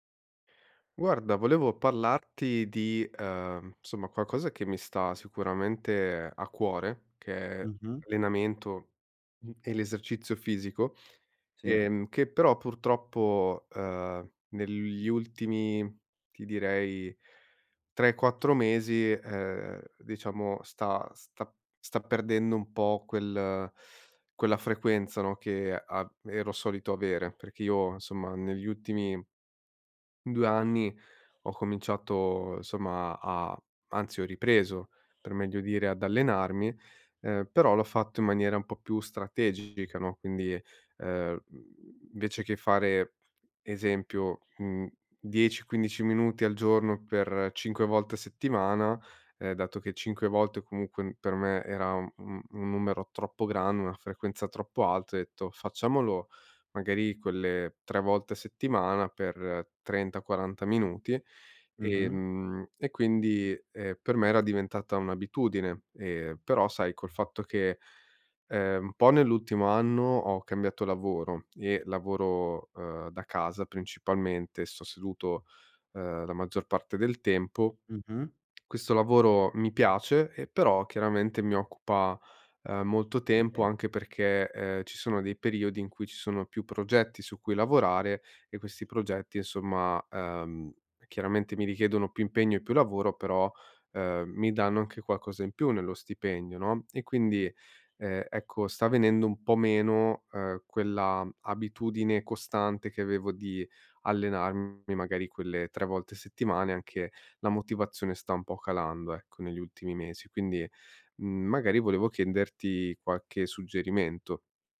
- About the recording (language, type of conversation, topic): Italian, advice, Come posso mantenere la motivazione per esercitarmi regolarmente e migliorare le mie abilità creative?
- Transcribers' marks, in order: tapping; other background noise; tsk; unintelligible speech; "chiederti" said as "chienderti"